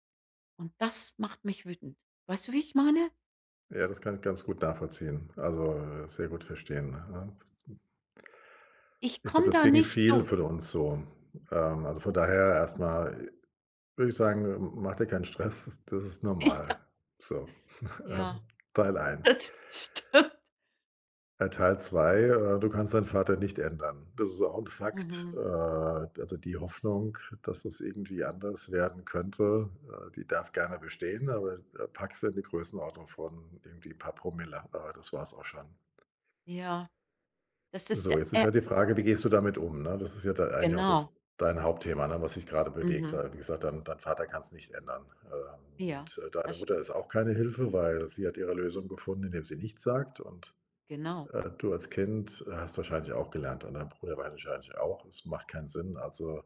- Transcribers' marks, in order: laughing while speaking: "Ja"; chuckle; laughing while speaking: "Das stimmt"; "wahrscheinlich" said as "warenscheinlich"
- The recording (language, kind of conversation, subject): German, advice, Welche schnellen Beruhigungsstrategien helfen bei emotionaler Überflutung?